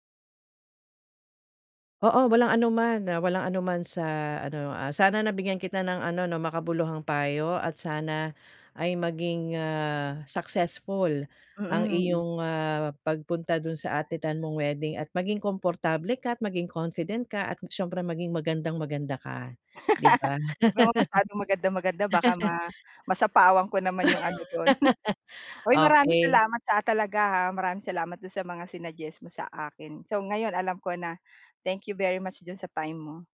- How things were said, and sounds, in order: laugh
- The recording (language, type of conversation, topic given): Filipino, advice, Paano ako makakahanap ng damit na babagay sa estilo ko at pasok sa badyet ko?